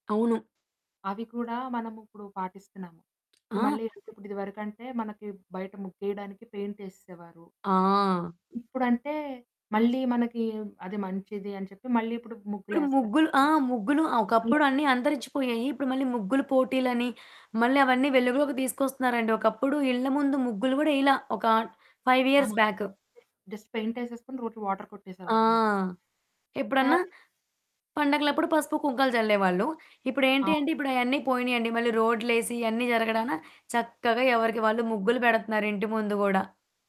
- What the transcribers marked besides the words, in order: other background noise; static; distorted speech; in English: "ఫైవ్ ఇయర్స్ బ్యాక్"; in English: "జస్ట్"
- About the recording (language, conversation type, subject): Telugu, podcast, పాత దుస్తులు, వారసత్వ వస్త్రాలు మీకు ఏ అర్థాన్ని ఇస్తాయి?